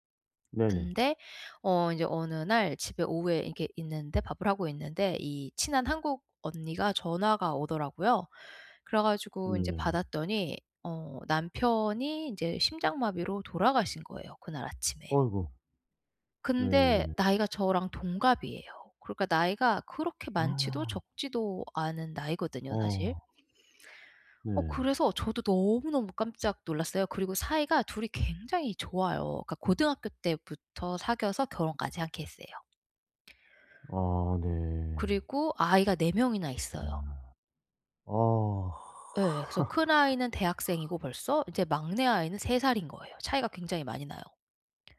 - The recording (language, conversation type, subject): Korean, advice, 가족 변화로 힘든 사람에게 정서적으로 어떻게 지지해 줄 수 있을까요?
- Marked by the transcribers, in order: gasp; laugh